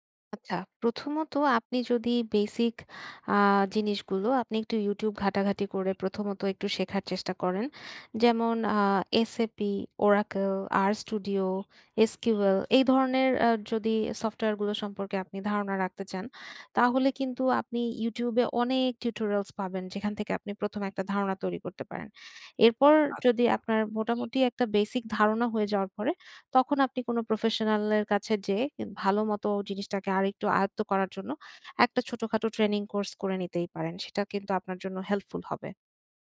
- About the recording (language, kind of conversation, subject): Bengali, advice, আমি কীভাবে দীর্ঘদিনের স্বস্তির গণ্ডি ছেড়ে উন্নতি করতে পারি?
- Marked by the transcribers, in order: in English: "টিউটোরিয়ালস"; in English: "প্রফেশনাল"; in English: "ট্রেনিং কোর্স"; in English: "হেল্পফুল"